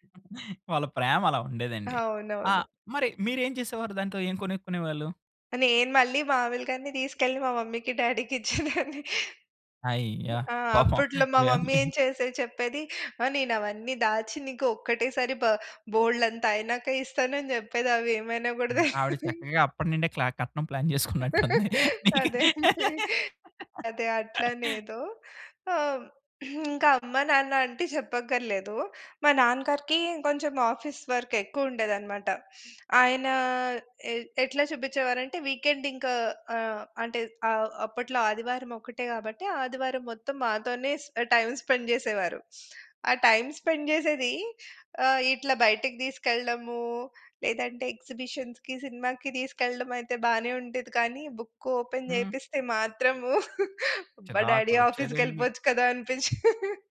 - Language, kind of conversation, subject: Telugu, podcast, ప్రతి తరం ప్రేమను ఎలా వ్యక్తం చేస్తుంది?
- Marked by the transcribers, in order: other background noise; in English: "మమ్మీకి, డ్యాడీకి"; laughing while speaking: "ఇచ్చేదాన్ని"; laughing while speaking: "యాహ్! మీ"; in English: "మమ్మీ"; tapping; laughing while speaking: "తెలదీ"; laughing while speaking: "అదే! అదే!"; laughing while speaking: "ప్లాన్ చేసుకున్నట్టుంది. నీకే"; in English: "ప్లాన్"; throat clearing; in English: "ఆఫీస్ వర్క్"; in English: "టైమ్ స్పెండ్"; in English: "టైమ్ స్పెండ్"; in English: "ఎక్సిబిషన్‌కి"; in English: "బుక్ ఓపెన్"; laughing while speaking: "అబ్బా! డ్యాడీ ఆఫీస్‌కేళ్ళిపోవచ్చు కదా! అనిపించేది"; in English: "డ్యాడీ"